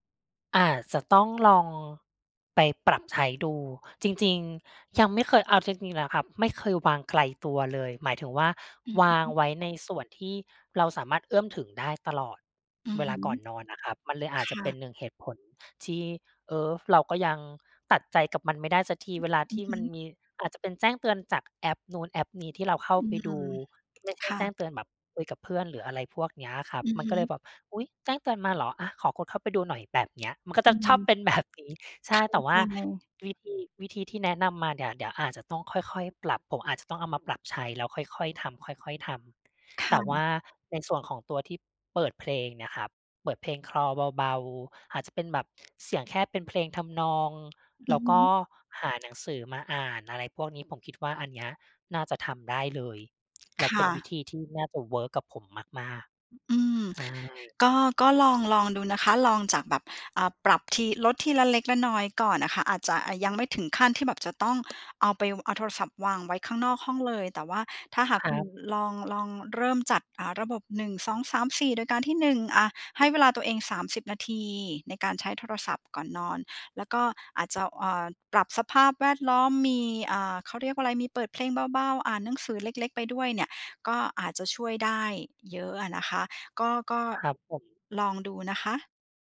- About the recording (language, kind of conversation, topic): Thai, advice, ทำไมฉันถึงวางโทรศัพท์ก่อนนอนไม่ได้ทุกคืน?
- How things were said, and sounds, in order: other background noise; "อาจจะ" said as "อาจเจา"